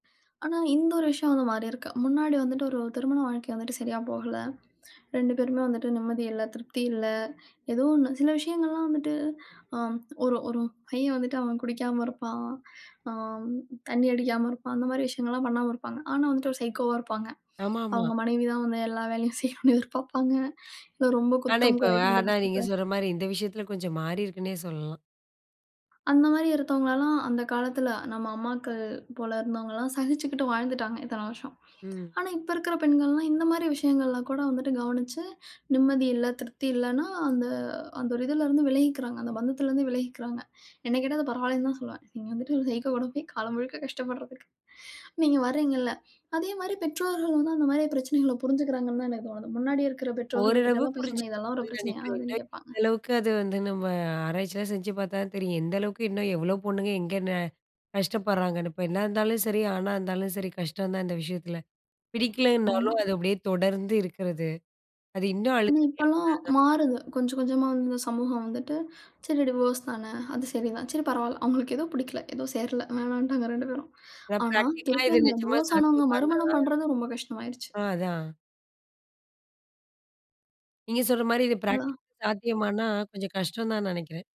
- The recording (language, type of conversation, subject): Tamil, podcast, முந்தைய தலைமுறையினருடன் ஒப்பிட்டால் இன்றைய தலைமுறையின் திருமண வாழ்க்கை முறைகள் எப்படி மாறியிருக்கின்றன என்று நீங்கள் நினைக்கிறீர்களா?
- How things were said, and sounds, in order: in English: "சைக்கோவா"; laughing while speaking: "எல்லா வேலையும் செய்யணும்னு எதிர்பார்ப்பாங்க"; other noise; in English: "சைக்கோ"; unintelligible speech; unintelligible speech; unintelligible speech; in English: "டிவோர்ஸ்தானே"; in English: "பிராக்டிகல்லா"; in English: "டிவோர்ஸ்"; "அவ்ளோதான்" said as "அதான்"; other background noise; in English: "பிராக்டிகல்க்கு"